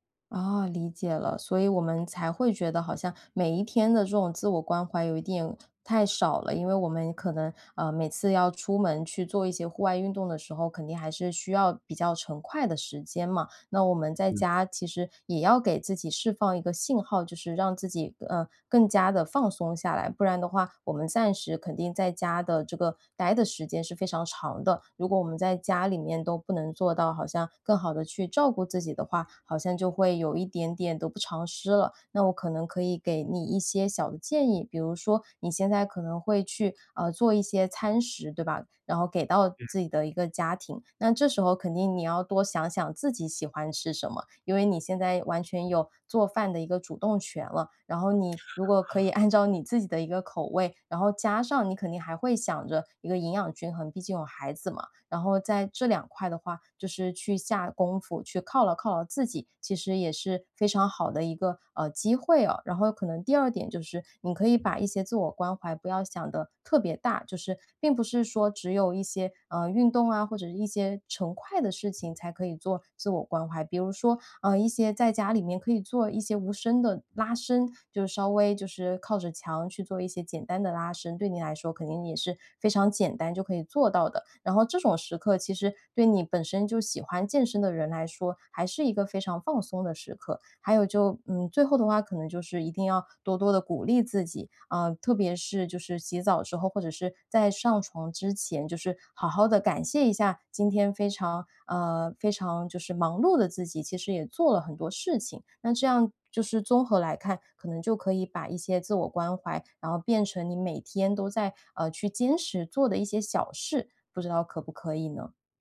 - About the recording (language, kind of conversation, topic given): Chinese, advice, 我怎样才能把自我关怀变成每天的习惯？
- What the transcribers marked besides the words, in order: other noise